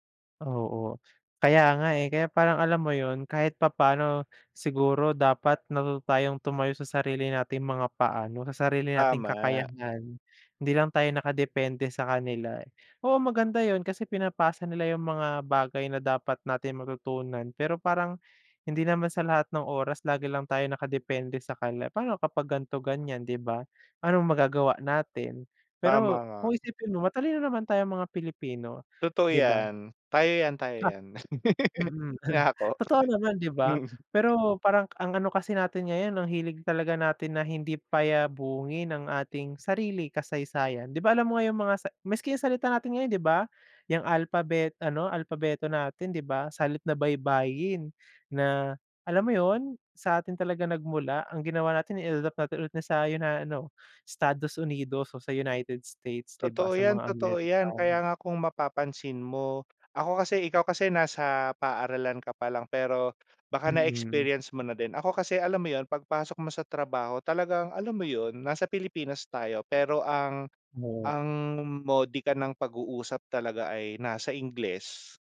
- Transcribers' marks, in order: laugh
- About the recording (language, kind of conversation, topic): Filipino, unstructured, Ano ang paborito mong bahagi ng kasaysayan ng Pilipinas?